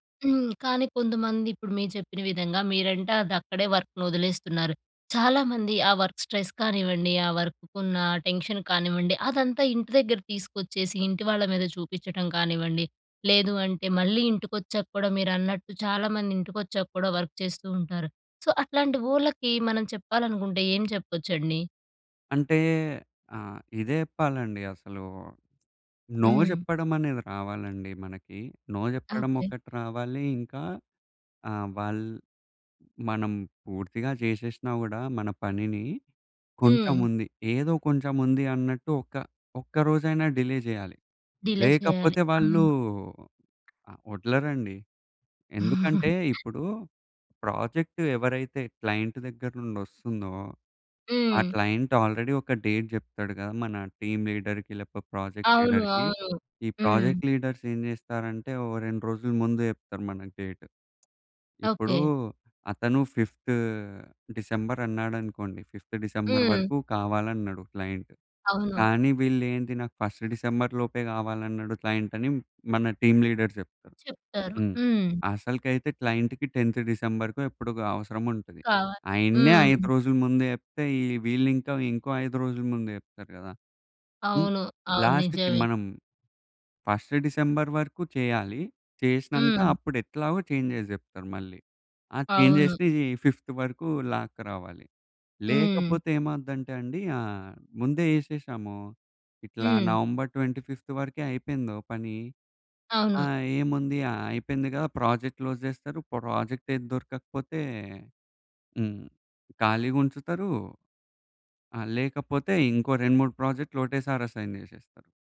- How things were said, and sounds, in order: other background noise; in English: "వర్క్‌ని"; in English: "వర్క్ స్ట్రెస్"; in English: "వర్క్‌కున్న టెన్షన్"; in English: "వర్క్"; in English: "సో"; in English: "నో"; in English: "నో"; in English: "డిలే"; tapping; in English: "డిలే"; in English: "క్లైంట్"; in English: "క్లైంట్ ఆల్రెడీ"; giggle; in English: "డేట్"; in English: "టీమ్ లీడర్‌కి"; in English: "ప్రాజెక్ట్ లీడర్‌కి"; in English: "ప్రాజెక్ట్ లీడర్స్"; in English: "డేట్"; in English: "ఫిఫ్త్"; in English: "క్లయింట్"; in English: "ఫస్ట్"; in English: "క్లయింట్"; in English: "టీమ్ లీడర్స్"; in English: "క్లయింట్‌కి టెన్త్"; in English: "లాస్ట్‌కి"; in English: "ఫస్ట్"; in English: "చేంజెస్"; in English: "చేంజెస్‌ని"; in English: "ఫిఫ్త్"; in English: "నవంబర్ ట్వంటీ ఫిఫ్త్"; in English: "ప్రాజెక్ట్ క్లోజ్"; in English: "ప్రాజెక్ట్"; in English: "అసైన్"
- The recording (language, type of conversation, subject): Telugu, podcast, పని వల్ల కుటుంబానికి సమయం ఇవ్వడం ఎలా సమతుల్యం చేసుకుంటారు?